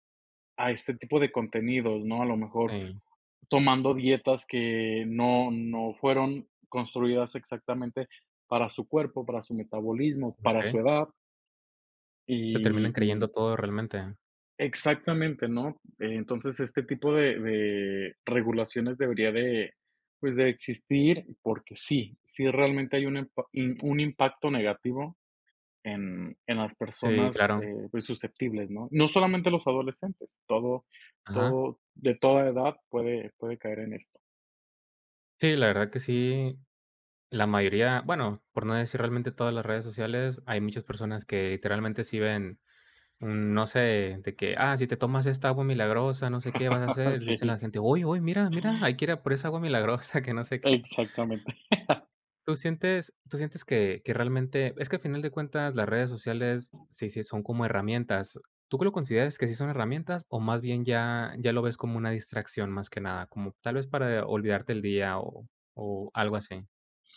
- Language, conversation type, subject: Spanish, podcast, ¿Qué te gusta y qué no te gusta de las redes sociales?
- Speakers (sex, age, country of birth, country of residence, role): male, 25-29, Mexico, Mexico, guest; male, 25-29, Mexico, Mexico, host
- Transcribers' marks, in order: laughing while speaking: "Sí"; other background noise; laughing while speaking: "milagrosa que no sé qué"; chuckle